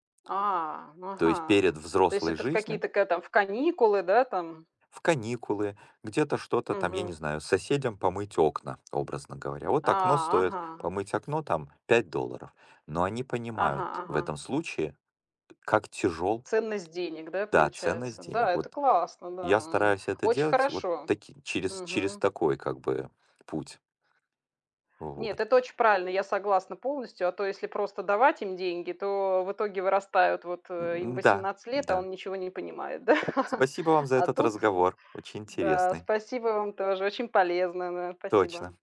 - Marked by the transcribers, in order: other background noise; background speech; tapping; laughing while speaking: "да?"
- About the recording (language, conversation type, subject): Russian, unstructured, Какой самый важный совет по управлению деньгами ты мог бы дать?